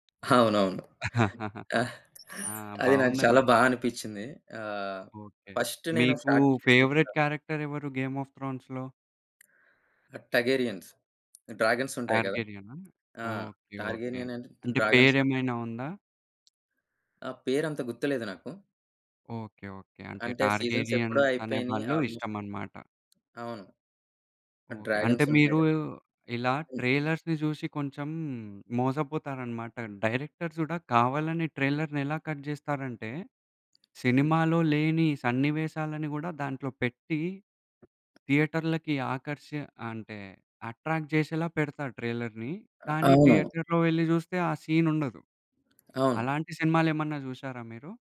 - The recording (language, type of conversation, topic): Telugu, podcast, కొత్త సినిమా ట్రైలర్ చూసినప్పుడు మీ మొదటి స్పందన ఏమిటి?
- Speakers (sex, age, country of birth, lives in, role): male, 20-24, India, India, host; male, 35-39, India, India, guest
- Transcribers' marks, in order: chuckle; other background noise; in English: "ఫస్ట్"; in English: "స్టార్ట్"; in English: "ఫేవరెట్ క్యారెక్టర్"; tapping; in English: "టార్గేరియన్స్. డ్రాగన్స్"; in English: "టార్గేరియన్"; in English: "డ్రాగన్స్"; in English: "టార్గెలియన్స్"; in English: "సీజన్స్"; in English: "ఆల్మోస్ట్"; in English: "డ్రాగన్స్"; in English: "ట్రైలర్స్‌ని"; in English: "డైరెక్టర్స్"; in English: "ట్రైలర్‌ని"; in English: "కట్"; in English: "అట్రాక్ట్"; in English: "ట్రైలర్‌ని"; in English: "థియేటర్‌లో"; in English: "సీన్"; in English: "సినిమాలు"